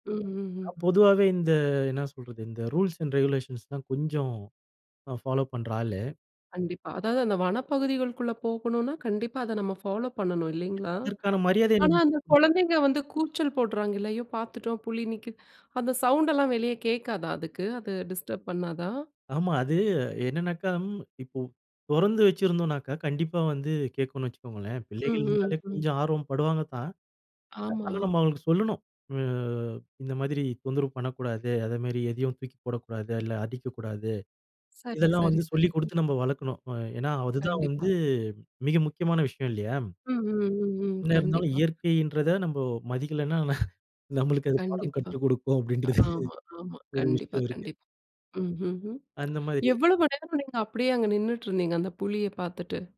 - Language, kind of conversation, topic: Tamil, podcast, பசுமைச் சூழலில் வனவிலங்குகளை சந்தித்த உங்கள் பயண அனுபவத்தைப் பகிர முடியுமா?
- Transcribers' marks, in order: in English: "ரூல்ஸ் அண்ட் ரெகுலேஷன்ஸ்"; in English: "ஃபாலோப்"; in English: "ஃபாலோப்"; afraid: "அந்த குழந்தைங்க வந்து கூச்சல் போடுறாங்கல்ல … எல்லாம் வெளியே கேட்காதா?"; unintelligible speech; in English: "டிஸ்டர்ப்"; tapping; chuckle; laughing while speaking: "நம்மளுக்கு அது பாடம் கற்று கொடுக்கும் அப்பிடின்றது ஒரு விஷயம் இருக்கு"; other background noise